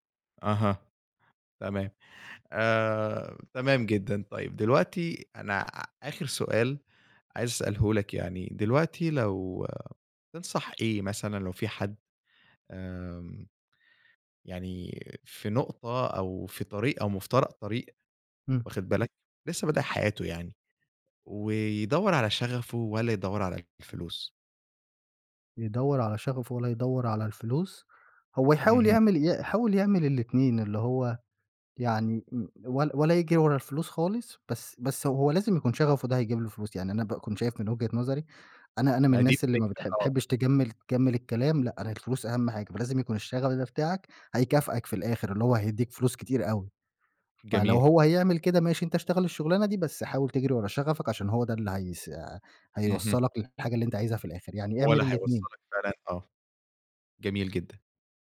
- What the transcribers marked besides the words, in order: none
- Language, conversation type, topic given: Arabic, podcast, إزاي بتوازن بين شغفك والمرتب اللي نفسك فيه؟